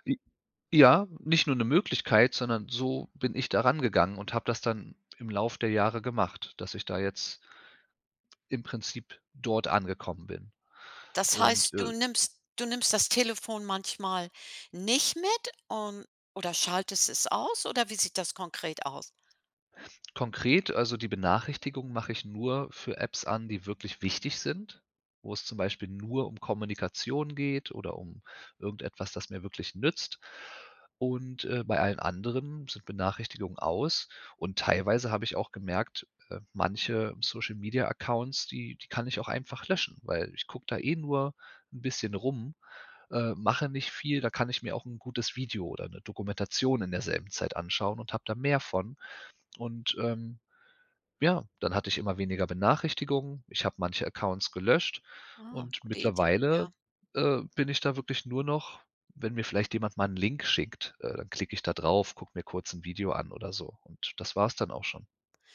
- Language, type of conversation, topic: German, podcast, Was nervt dich am meisten an sozialen Medien?
- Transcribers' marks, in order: in English: "Social-Media-Accounts"